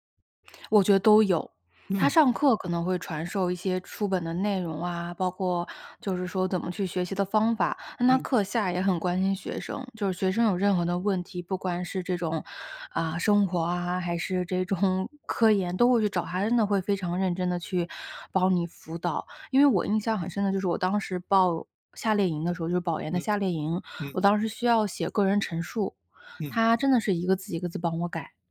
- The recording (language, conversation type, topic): Chinese, podcast, 你受益最深的一次导师指导经历是什么？
- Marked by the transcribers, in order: laughing while speaking: "这"